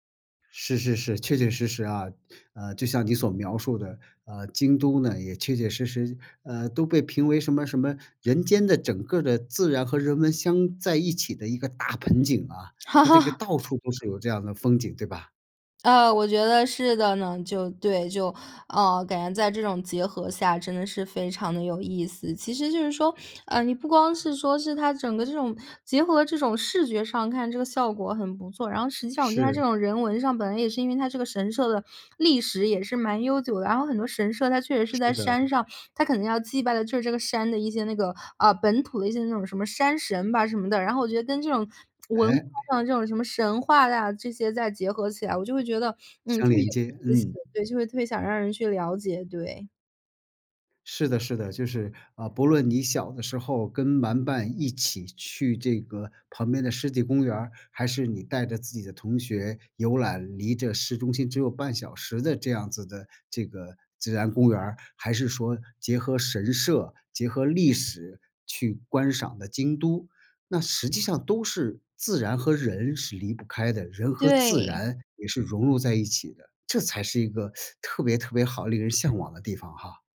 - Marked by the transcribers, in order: laugh; other background noise; other noise; tapping; teeth sucking
- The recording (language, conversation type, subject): Chinese, podcast, 你最早一次亲近大自然的记忆是什么？